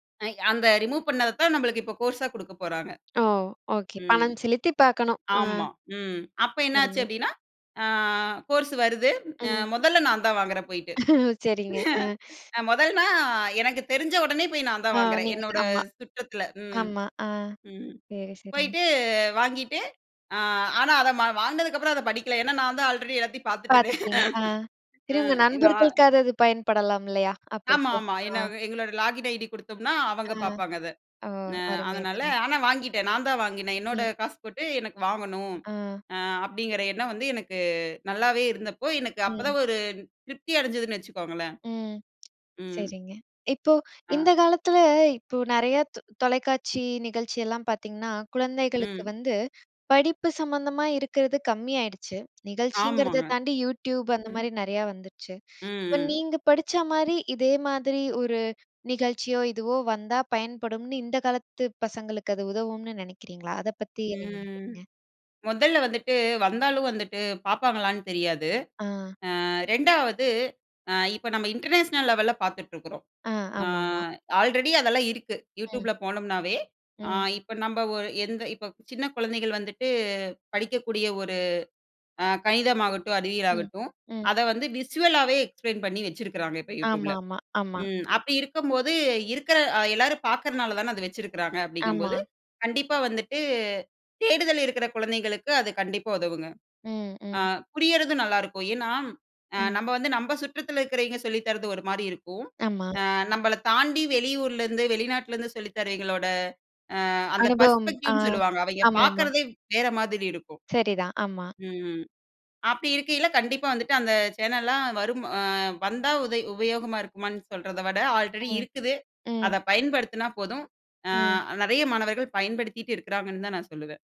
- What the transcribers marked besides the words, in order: in English: "ரிமூவ்"; chuckle; laugh; in English: "லாகின் ஐடி"; in English: "இன்டர்நேஷனல் லெவல்ல"; in English: "விஸ்வலாவே எக்ஸ்ப்ளெயின்"; in English: "பர்ஸ்பெக்டிவ்னு"
- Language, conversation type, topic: Tamil, podcast, உங்கள் நெஞ்சத்தில் நிற்கும் ஒரு பழைய தொலைக்காட்சி நிகழ்ச்சியை விவரிக்க முடியுமா?